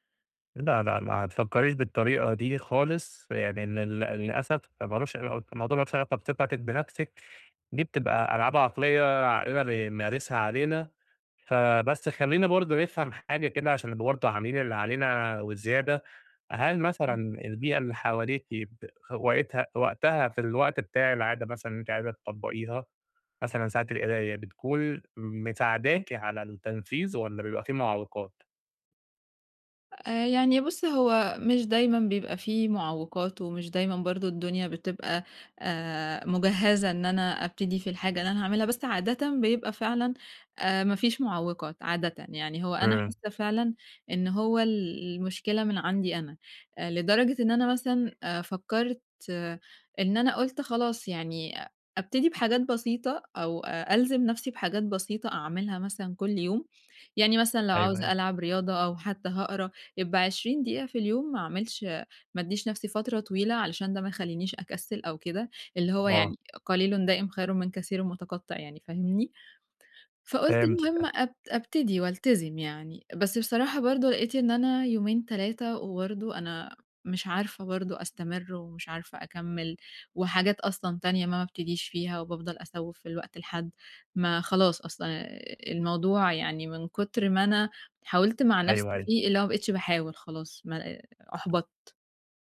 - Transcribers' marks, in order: tapping
- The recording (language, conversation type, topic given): Arabic, advice, إزاي أبطل تسويف وأبني عادة تمرين يومية وأستمر عليها؟